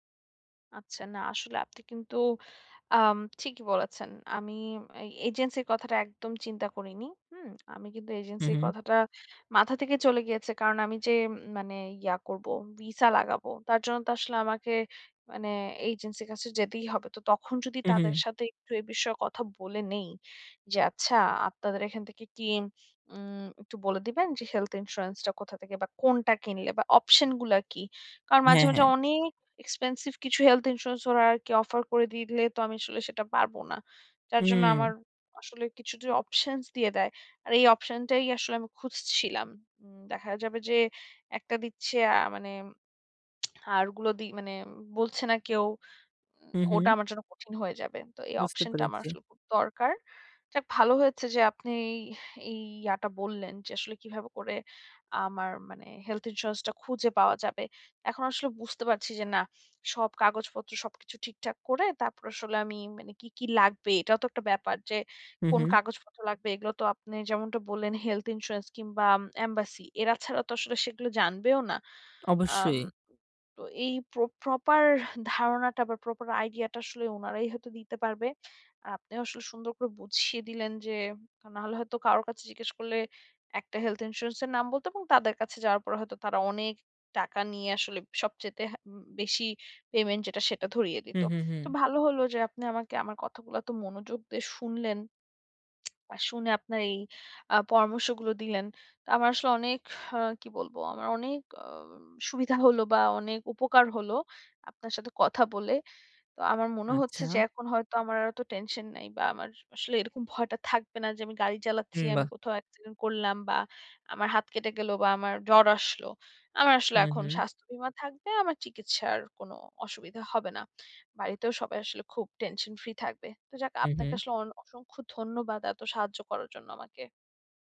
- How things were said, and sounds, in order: lip smack; tapping; lip smack
- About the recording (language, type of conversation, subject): Bengali, advice, স্বাস্থ্যবীমা ও চিকিৎসা নিবন্ধন